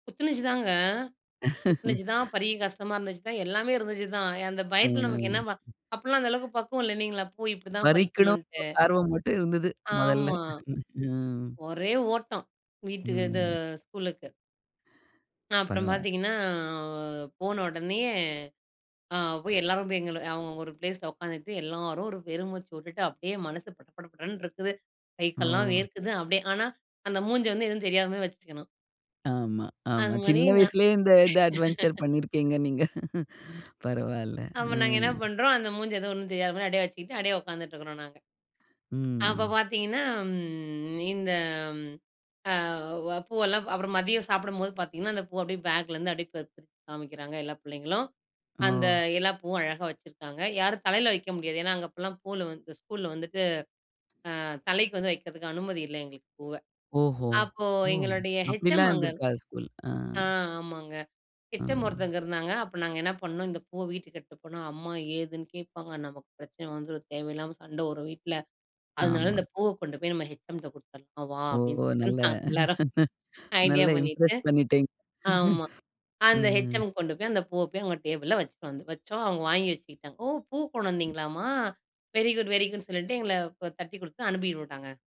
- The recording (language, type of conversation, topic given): Tamil, podcast, உங்கள் பள்ளிக்காலத்தில் இன்னும் இனிமையாக நினைவில் நிற்கும் சம்பவம் எது என்று சொல்ல முடியுமா?
- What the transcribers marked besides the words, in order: laugh; other background noise; in English: "ப்லேஸ்ல"; in English: "அட்வென்ட்ச்சர்"; laugh; laughing while speaking: "பண்ணிருக்கீங்க நீங்க"; in English: "ஹெச். எம்"; in English: "ஹெச். எம்"; in English: "ஹெச். எம்"; laugh; in English: "இம்ப்ரெஸ்"; in English: "ஹெச். எம்.க்கு"; tapping; in English: "வெரிகுட் வெரிகுட்ன்னு"